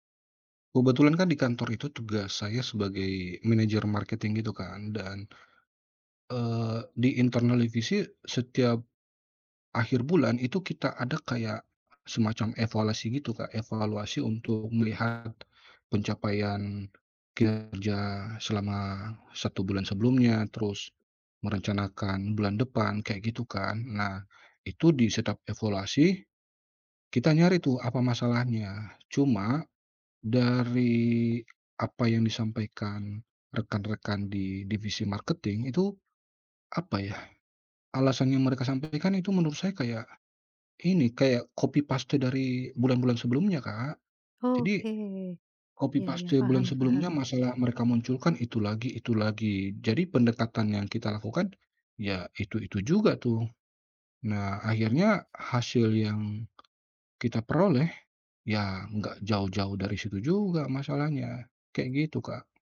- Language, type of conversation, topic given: Indonesian, advice, Bagaimana sebaiknya saya menyikapi perasaan gagal setelah peluncuran produk yang hanya mendapat sedikit respons?
- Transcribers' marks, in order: in English: "marketing"; other background noise; in English: "marketing"; in English: "copy-paste"; in English: "copy-paste"; tapping